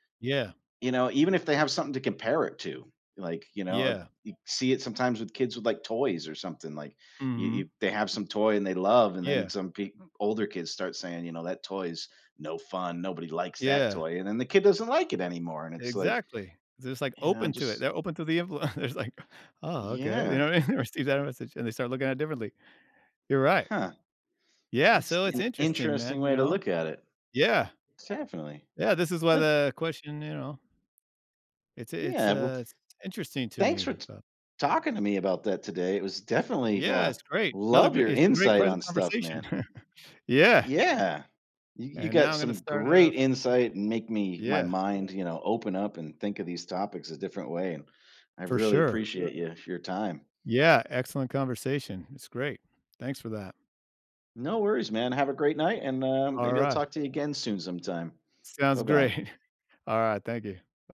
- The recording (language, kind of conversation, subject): English, unstructured, How important are memories in shaping who we become?
- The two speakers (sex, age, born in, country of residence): male, 45-49, United States, United States; male, 50-54, United States, United States
- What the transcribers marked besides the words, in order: other background noise; laughing while speaking: "There's, like"; laughing while speaking: "You know what I mean?"; unintelligible speech; chuckle; laughing while speaking: "great"